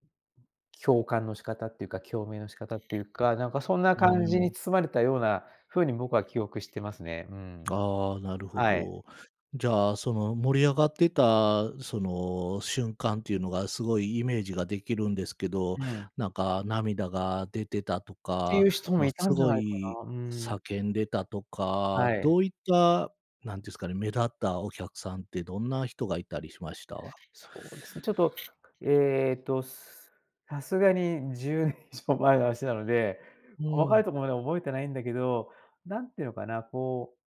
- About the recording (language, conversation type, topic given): Japanese, podcast, ライブで心を動かされた経験はありますか？
- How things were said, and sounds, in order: other background noise; laughing while speaking: "じゅうねん 以上前の話なので"